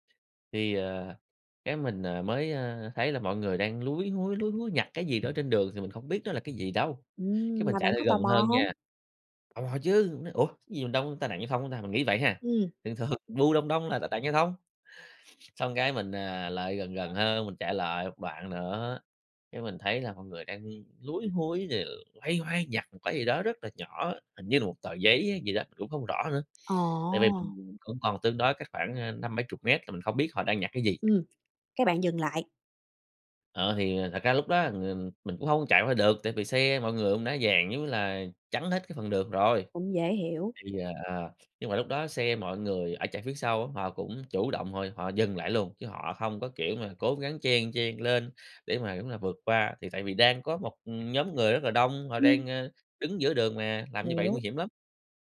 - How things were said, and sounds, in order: tapping; other background noise
- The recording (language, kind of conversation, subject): Vietnamese, podcast, Bạn có thể kể một kỷ niệm khiến bạn tự hào về văn hoá của mình không nhỉ?